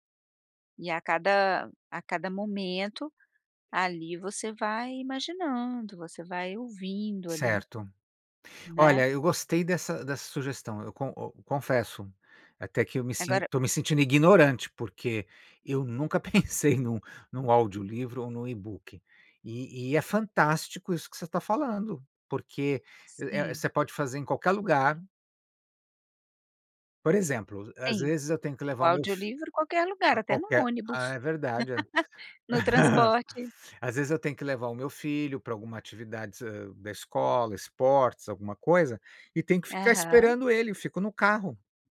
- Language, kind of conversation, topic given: Portuguese, advice, Como posso encontrar motivação para criar o hábito da leitura?
- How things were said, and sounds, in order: tapping; laughing while speaking: "pensei"; in English: "ebook"; chuckle